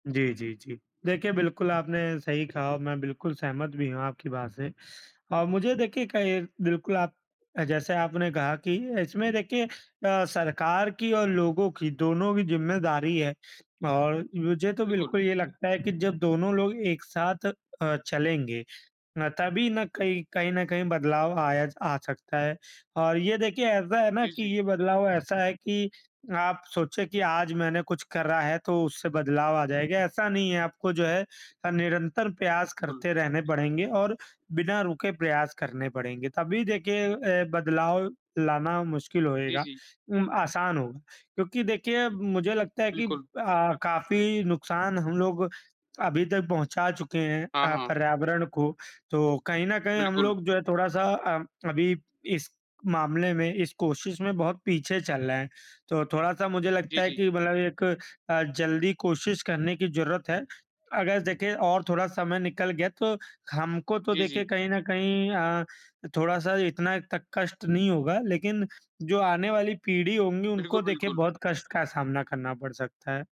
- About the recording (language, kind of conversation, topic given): Hindi, unstructured, क्या पर्यावरण संकट मानवता के लिए सबसे बड़ा खतरा है?
- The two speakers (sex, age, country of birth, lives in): male, 20-24, India, India; male, 25-29, India, India
- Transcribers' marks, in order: none